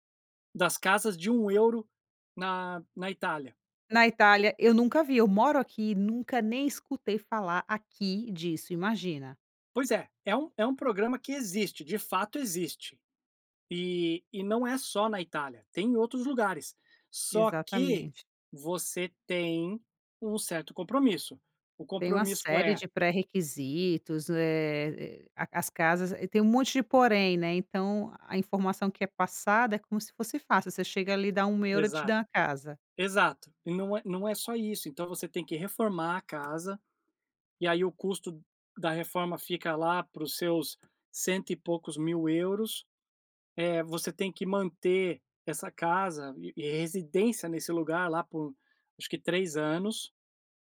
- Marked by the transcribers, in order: none
- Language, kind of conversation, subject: Portuguese, podcast, Como você encontra informações confiáveis na internet?